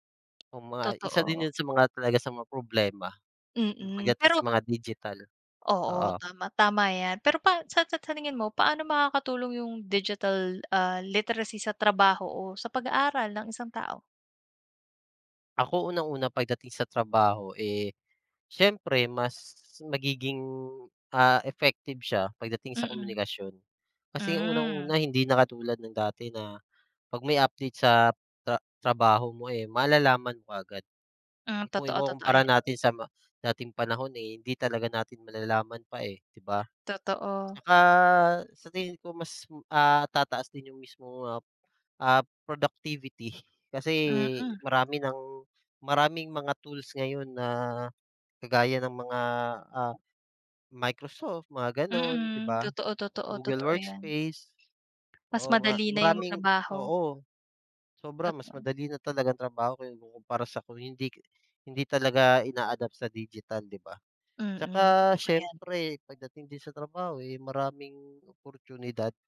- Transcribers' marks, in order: none
- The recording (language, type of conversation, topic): Filipino, unstructured, Paano mo ipaliliwanag ang kahalagahan ng pagiging bihasa sa paggamit ng teknolohiyang pang-impormasyon?